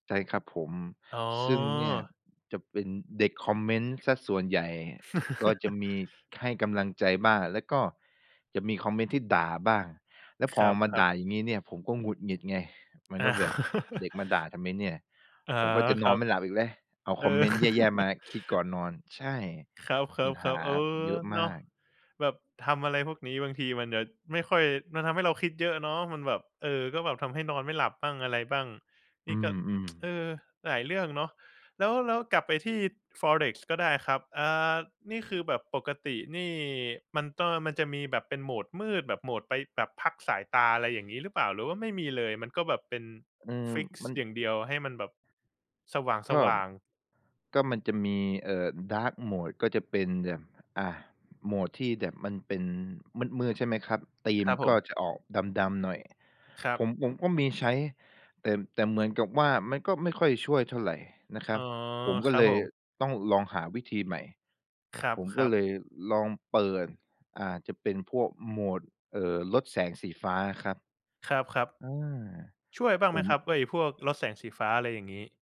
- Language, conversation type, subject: Thai, podcast, การใช้โทรศัพท์มือถือก่อนนอนส่งผลต่อการนอนหลับของคุณอย่างไร?
- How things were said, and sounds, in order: laugh; tapping; laughing while speaking: "อา"; chuckle; chuckle; tsk